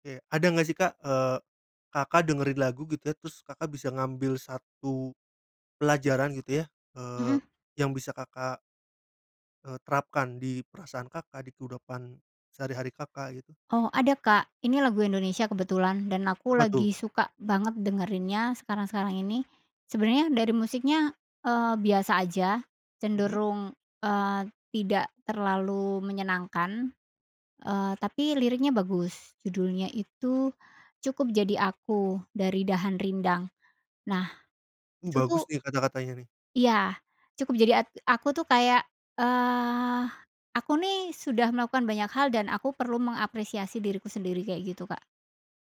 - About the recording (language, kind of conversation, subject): Indonesian, podcast, Lagu apa yang mengingatkanmu pada keluarga?
- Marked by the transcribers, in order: none